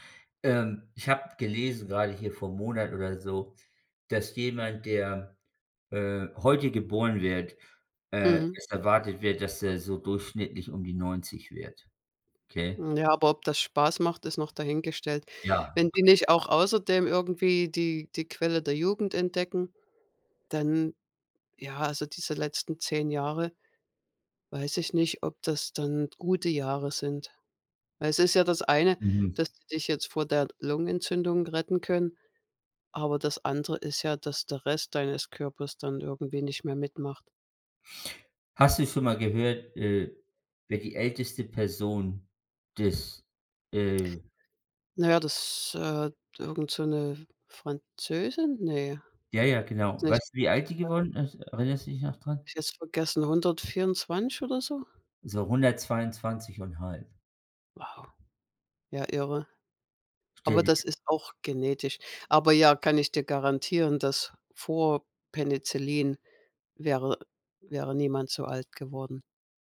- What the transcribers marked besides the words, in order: unintelligible speech; unintelligible speech
- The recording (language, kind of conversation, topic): German, unstructured, Warum war die Entdeckung des Penicillins so wichtig?